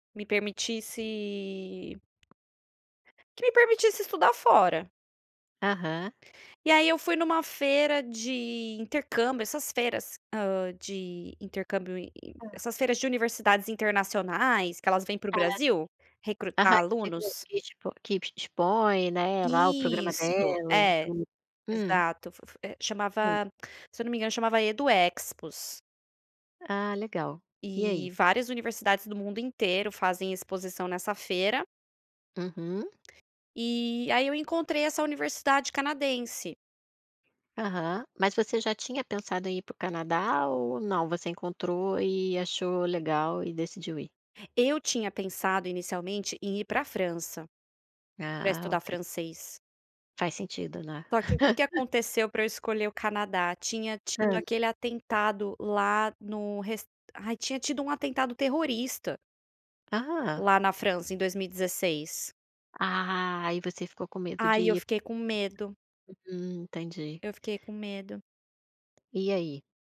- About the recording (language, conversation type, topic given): Portuguese, podcast, Qual foi uma experiência de adaptação cultural que marcou você?
- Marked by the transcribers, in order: drawn out: "permitisse"; tapping; other background noise; unintelligible speech; laugh